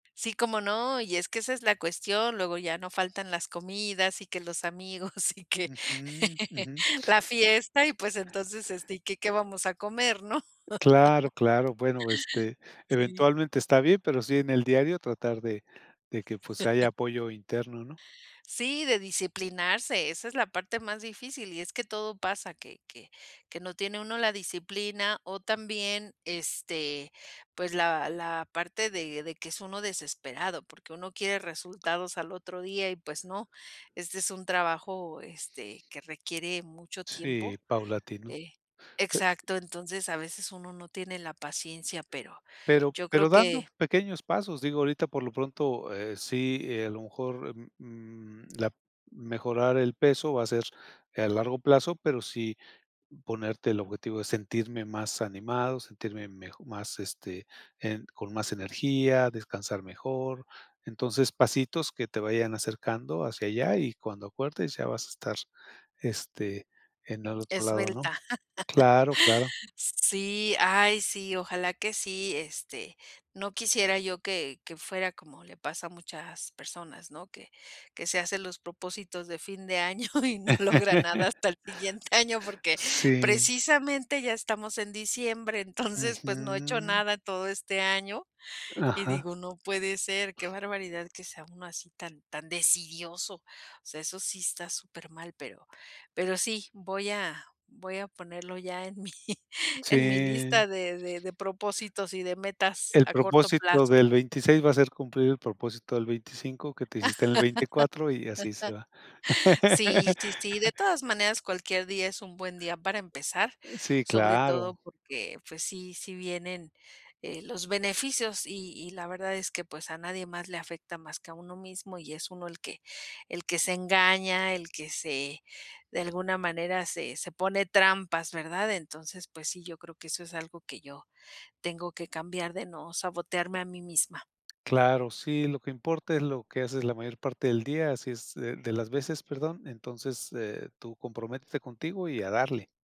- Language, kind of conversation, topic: Spanish, advice, ¿Cómo puedo empezar a hacer ejercicio por primera vez después de años de inactividad?
- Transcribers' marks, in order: laughing while speaking: "y que"; laugh; other background noise; laugh; laugh; tapping; laugh; laughing while speaking: "y no logran nada hasta el siguiente año"; laugh; laughing while speaking: "entonces"; other noise; laughing while speaking: "en mi"; laugh; laugh